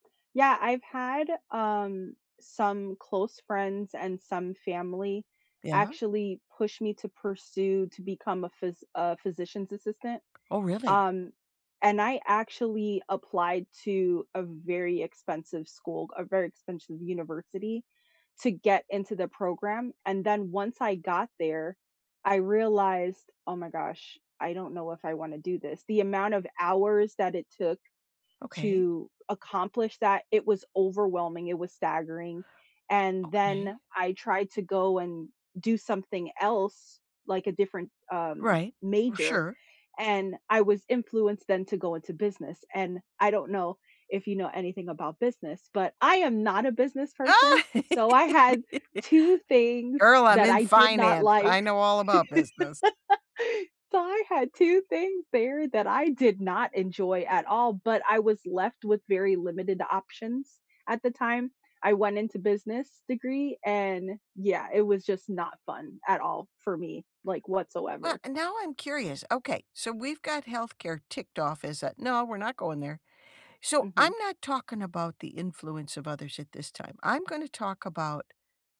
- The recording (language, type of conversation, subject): English, unstructured, Have you ever felt pressured to pursue someone else’s dream instead of your own?
- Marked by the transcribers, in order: other background noise; tapping; laugh; laugh